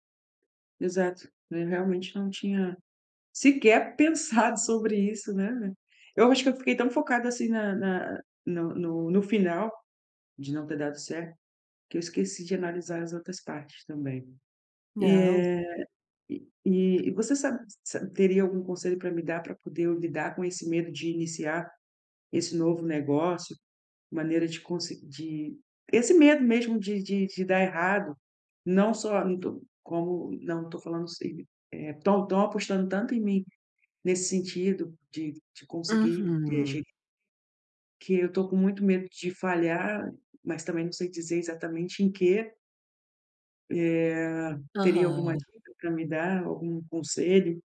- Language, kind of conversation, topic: Portuguese, advice, Como posso lidar com o medo e a incerteza durante uma transição?
- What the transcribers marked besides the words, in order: tapping; other background noise